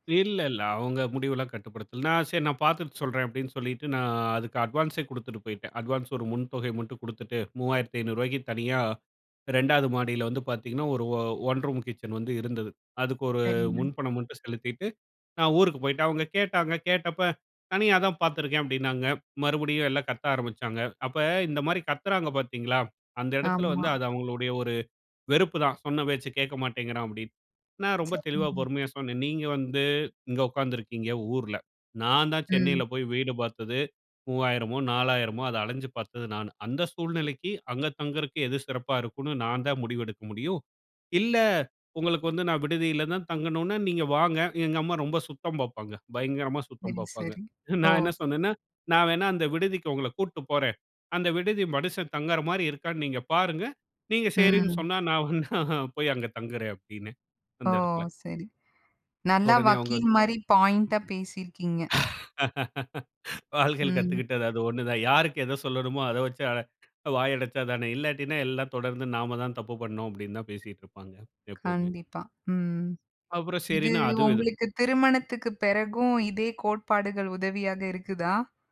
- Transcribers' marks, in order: other background noise; chuckle; other noise; laughing while speaking: "நான் வேனா போய் அங்க தங்குறேன்"; laugh
- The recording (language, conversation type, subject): Tamil, podcast, குடும்பம் உங்களை கட்டுப்படுத்த முயன்றால், உங்கள் சுயாதீனத்தை எப்படி காக்கிறீர்கள்?